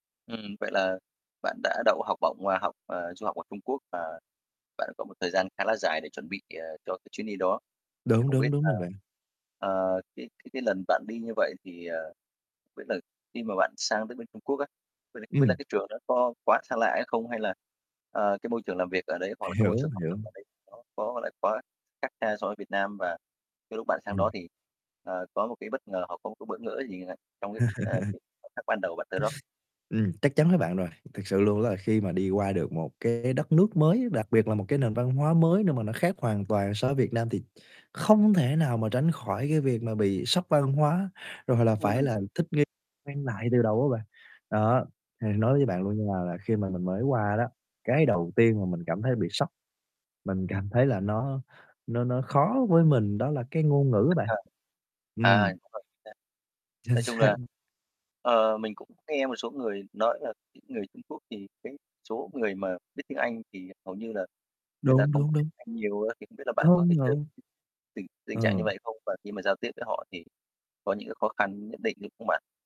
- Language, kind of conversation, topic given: Vietnamese, podcast, Bạn có thể kể về một lần bạn phải thích nghi với một nền văn hóa mới không?
- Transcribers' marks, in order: distorted speech; tapping; laugh; static; other background noise; laughing while speaking: "xác"; unintelligible speech